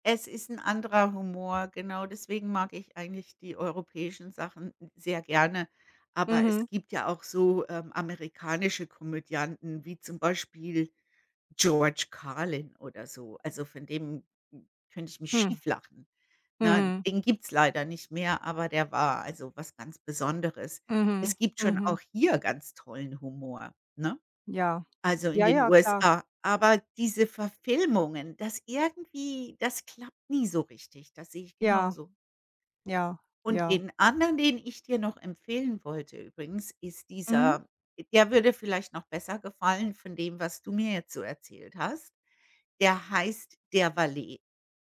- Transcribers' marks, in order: none
- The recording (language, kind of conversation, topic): German, unstructured, Welcher Film hat dich zuletzt richtig zum Lachen gebracht?